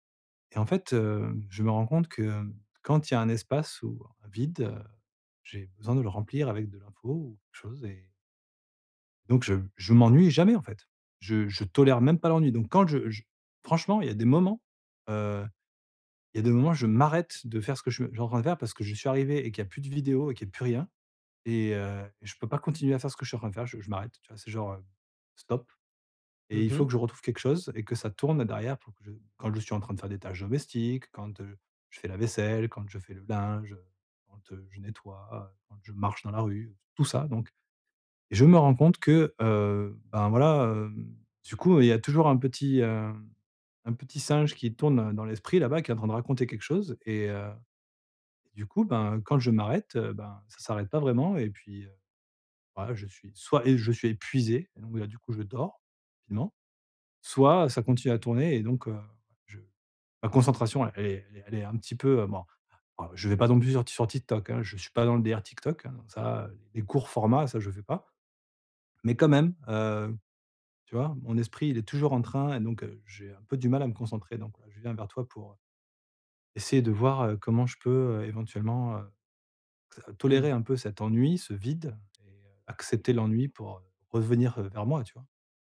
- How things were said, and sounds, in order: stressed: "jamais"; stressed: "tolère"; stressed: "moments"; stressed: "m'arrête"; other background noise; stressed: "épuisé"
- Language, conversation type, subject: French, advice, Comment apprendre à accepter l’ennui pour mieux me concentrer ?